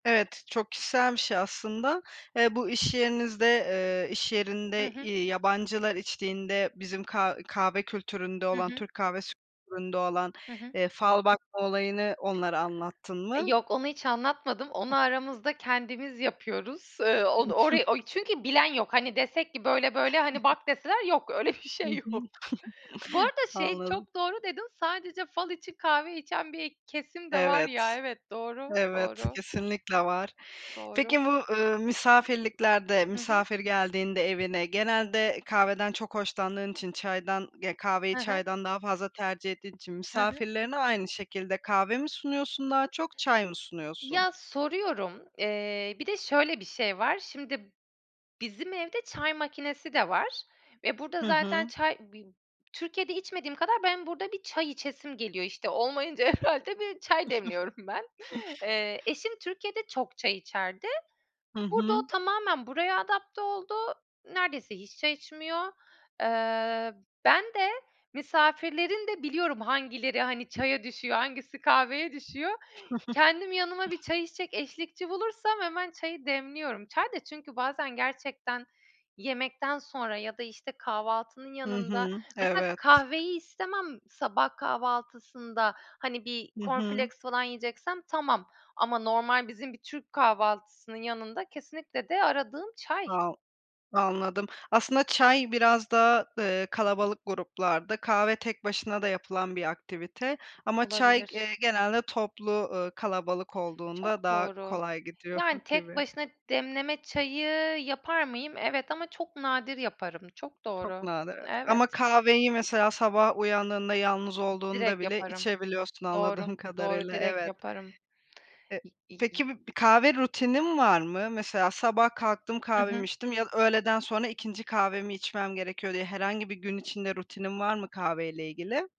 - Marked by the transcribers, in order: other background noise; unintelligible speech; chuckle; laughing while speaking: "yok, öyle bir şey yok"; chuckle; laughing while speaking: "herhâlde"; chuckle; chuckle; in English: "corn flakes"; unintelligible speech; tapping
- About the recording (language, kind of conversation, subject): Turkish, podcast, Kahve ya da çay ritüelini nasıl yaşıyorsun?